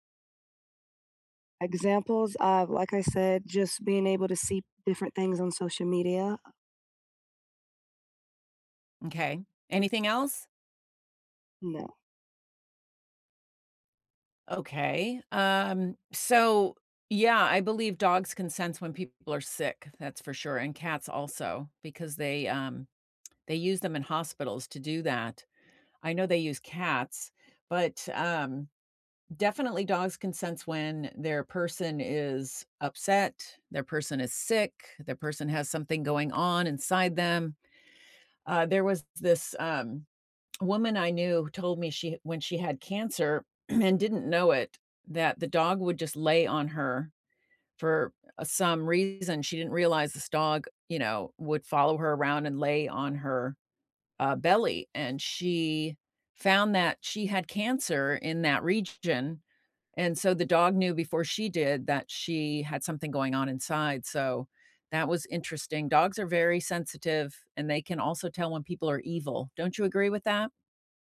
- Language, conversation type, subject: English, unstructured, What is the most surprising thing animals can sense about people?
- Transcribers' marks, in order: tapping; throat clearing